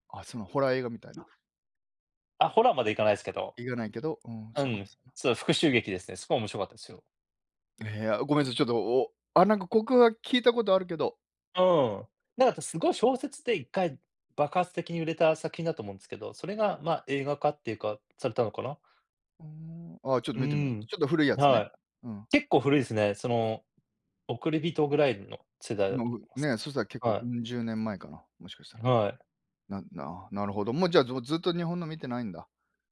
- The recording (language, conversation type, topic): Japanese, unstructured, 最近見た映画で、特に印象に残った作品は何ですか？
- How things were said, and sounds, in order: other noise; unintelligible speech